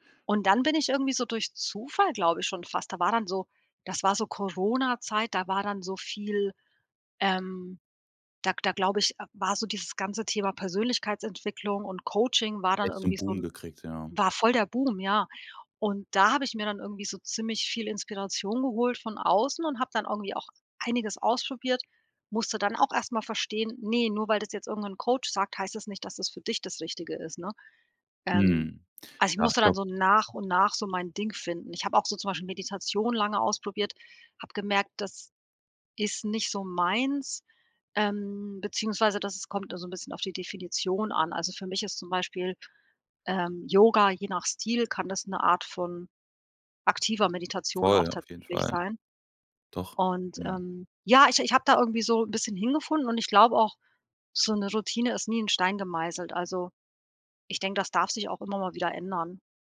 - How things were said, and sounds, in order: none
- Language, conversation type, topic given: German, podcast, Wie sieht deine Morgenroutine eigentlich aus, mal ehrlich?